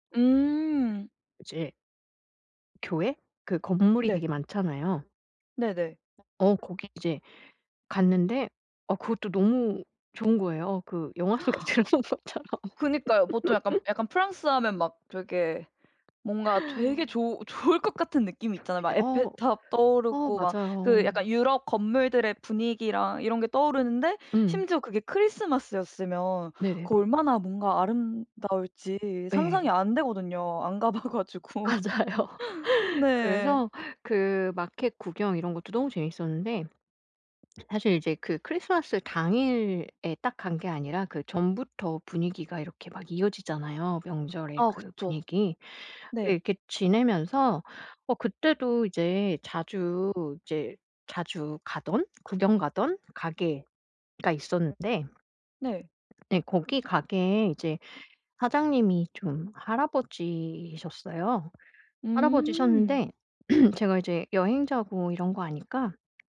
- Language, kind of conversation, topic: Korean, podcast, 외국에서 명절을 보낼 때는 어떻게 보냈나요?
- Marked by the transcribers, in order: tapping; other background noise; gasp; laughing while speaking: "속에 들어간 것처럼"; laugh; laughing while speaking: "좋을"; laughing while speaking: "맞아요"; laughing while speaking: "봐 가지고"; lip smack; throat clearing